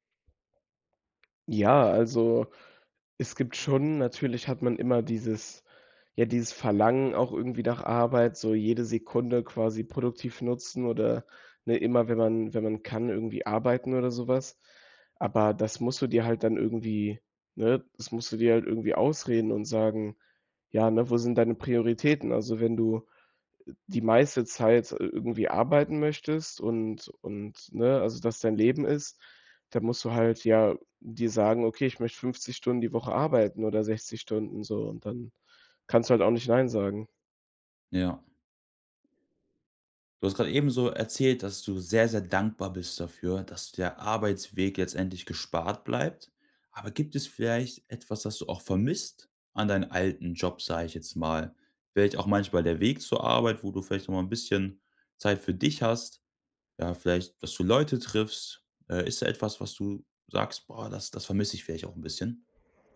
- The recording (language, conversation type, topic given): German, podcast, Wie hat das Arbeiten im Homeoffice deinen Tagesablauf verändert?
- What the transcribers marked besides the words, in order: other background noise